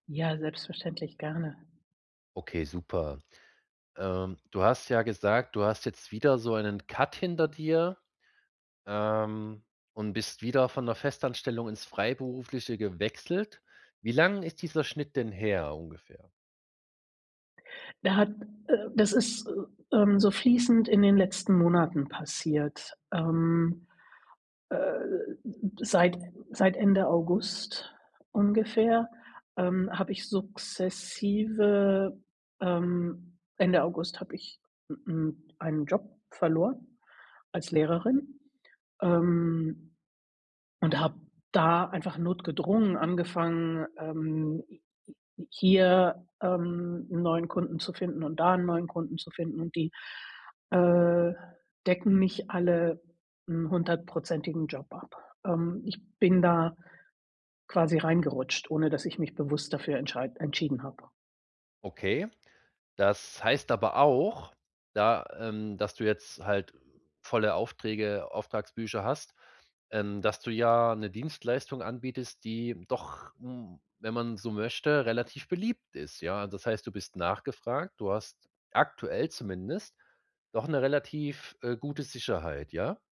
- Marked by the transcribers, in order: in English: "Cut"
- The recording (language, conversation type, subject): German, advice, Wie kann ich besser mit der ständigen Unsicherheit in meinem Leben umgehen?